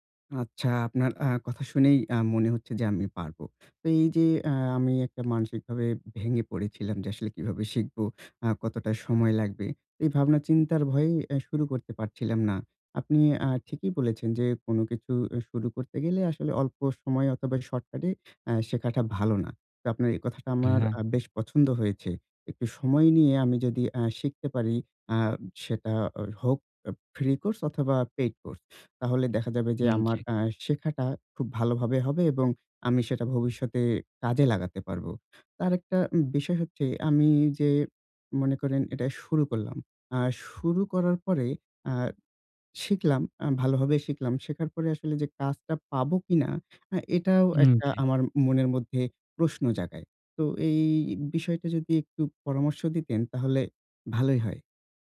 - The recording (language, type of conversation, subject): Bengali, advice, অজানাকে গ্রহণ করে শেখার মানসিকতা কীভাবে গড়ে তুলবেন?
- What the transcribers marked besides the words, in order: other background noise